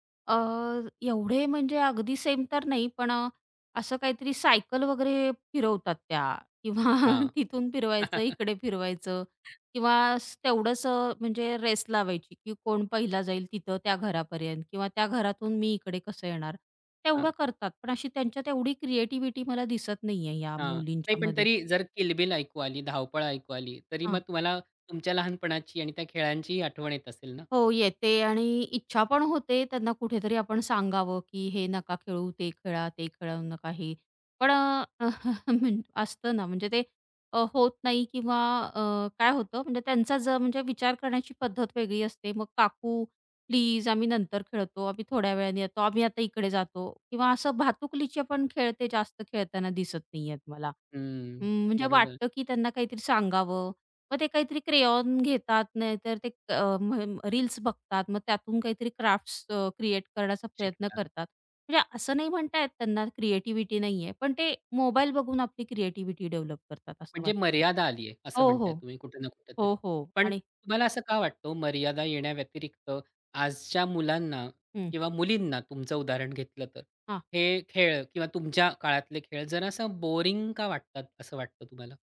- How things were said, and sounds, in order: laughing while speaking: "किंवा"; other background noise; chuckle; tapping; chuckle; in English: "डेव्हलप"; in English: "बोरिंग"
- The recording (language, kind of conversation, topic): Marathi, podcast, जुन्या पद्धतीचे खेळ अजून का आवडतात?